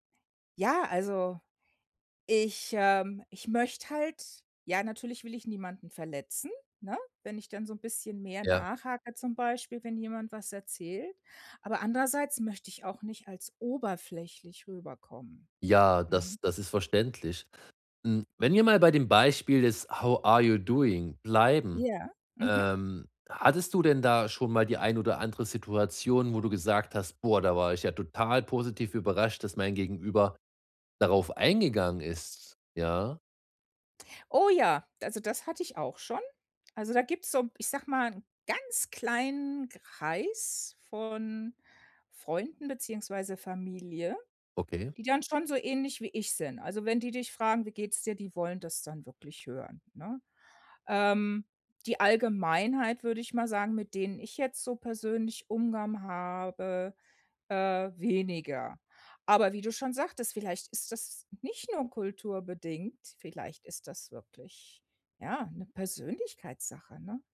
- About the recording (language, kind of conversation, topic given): German, advice, Wie kann ich ehrlich meine Meinung sagen, ohne andere zu verletzen?
- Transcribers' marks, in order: in English: "How are you doing"